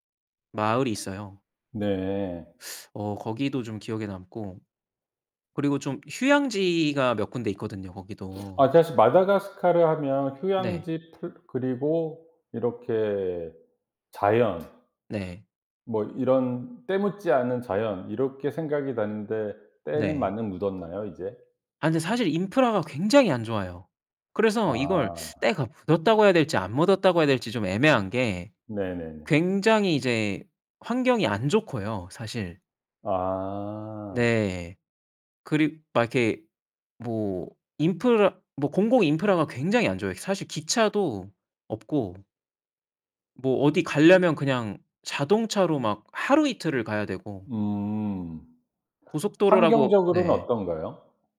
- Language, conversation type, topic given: Korean, podcast, 가장 기억에 남는 여행 경험을 이야기해 주실 수 있나요?
- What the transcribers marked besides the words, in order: teeth sucking; sniff; tapping; other background noise